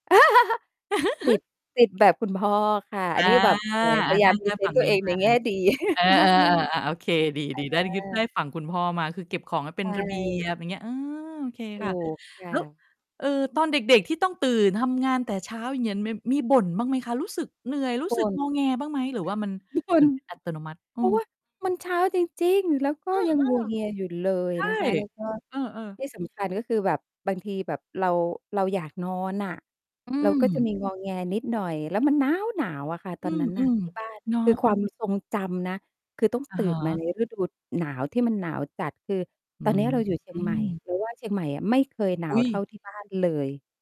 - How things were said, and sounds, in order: laugh; chuckle; distorted speech; unintelligible speech; chuckle; tapping; other background noise; mechanical hum
- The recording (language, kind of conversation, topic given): Thai, podcast, ใครในครอบครัวของคุณมีอิทธิพลต่อคุณมากที่สุด และมีอิทธิพลต่อคุณอย่างไร?